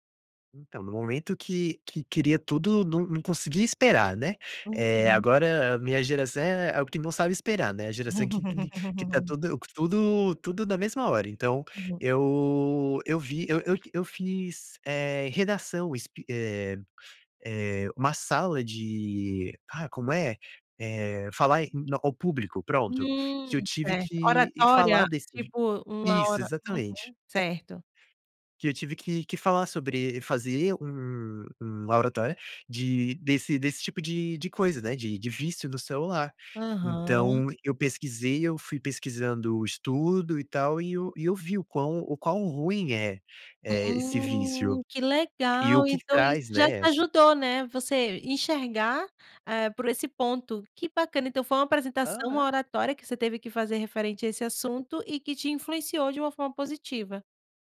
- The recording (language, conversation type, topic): Portuguese, podcast, Como você define limites saudáveis para o uso do celular no dia a dia?
- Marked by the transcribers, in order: laugh